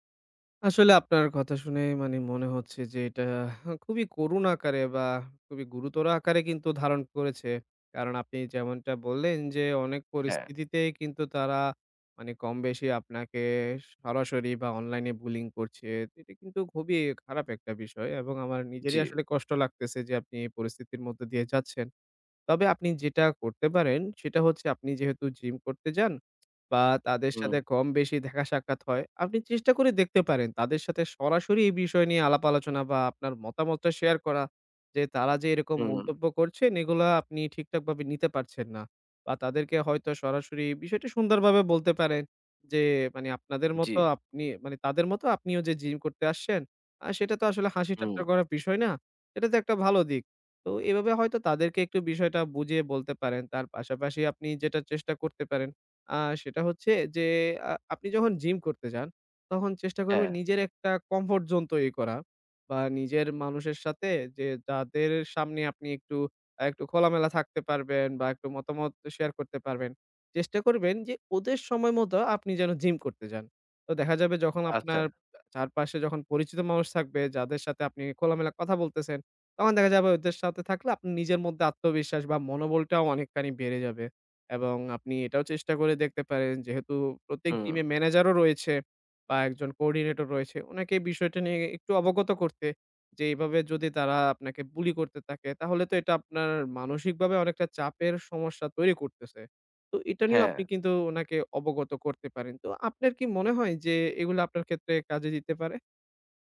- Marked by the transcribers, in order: sigh; tapping
- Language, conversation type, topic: Bengali, advice, জিমে লজ্জা বা অন্যদের বিচারে অস্বস্তি হয় কেন?